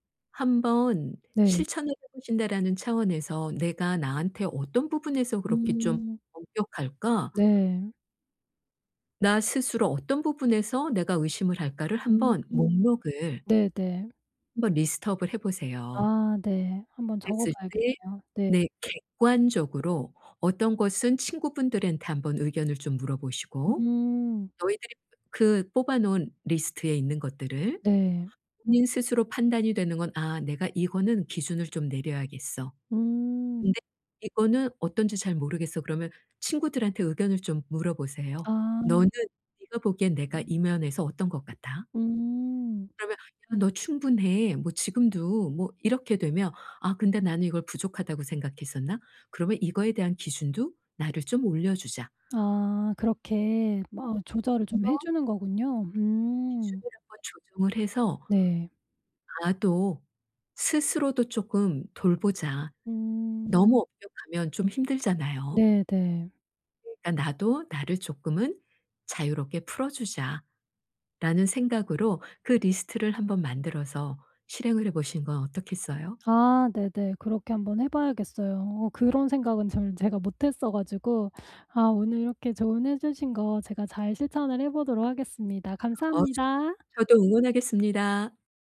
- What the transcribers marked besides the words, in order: in English: "리스트 업을"
- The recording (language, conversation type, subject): Korean, advice, 자기의심을 줄이고 자신감을 키우려면 어떻게 해야 하나요?